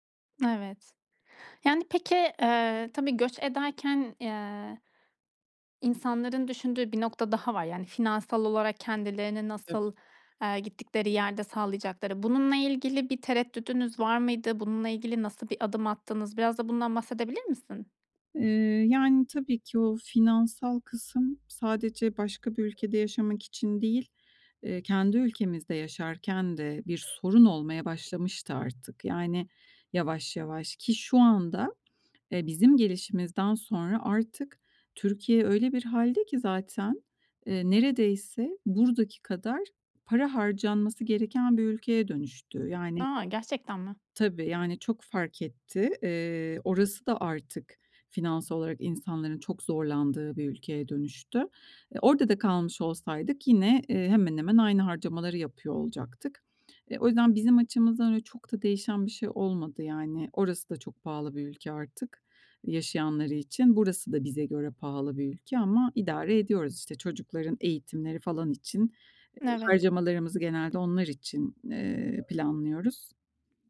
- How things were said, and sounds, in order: other background noise; tapping
- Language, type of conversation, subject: Turkish, podcast, Değişim için en cesur adımı nasıl attın?
- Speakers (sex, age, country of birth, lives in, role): female, 30-34, Turkey, Estonia, host; female, 45-49, Turkey, Spain, guest